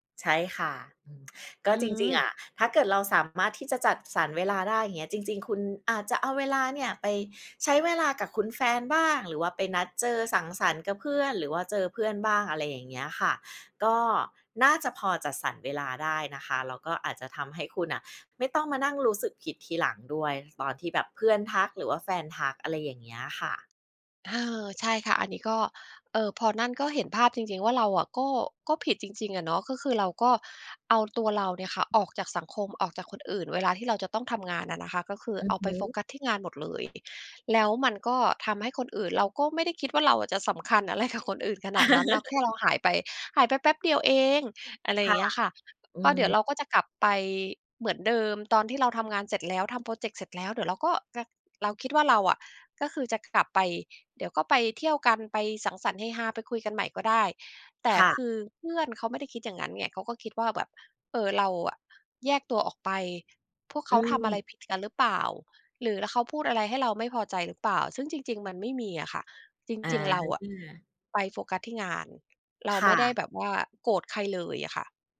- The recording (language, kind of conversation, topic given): Thai, advice, คุณควรทำอย่างไรเมื่อรู้สึกผิดที่ต้องเว้นระยะห่างจากคนรอบตัวเพื่อโฟกัสงาน?
- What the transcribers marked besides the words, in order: tsk; laughing while speaking: "อะไร"